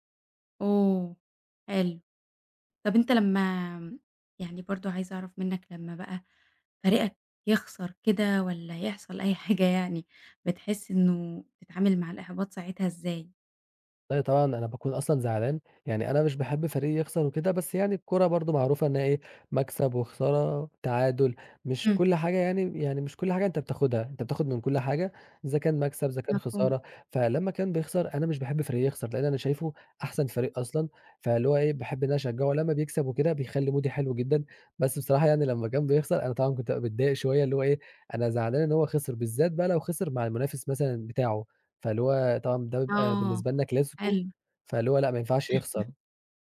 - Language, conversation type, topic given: Arabic, podcast, إيه أكتر هواية بتحب تمارسها وليه؟
- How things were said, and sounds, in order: laughing while speaking: "يعني"; in English: "مودي"; in English: "كلاسيكو"; chuckle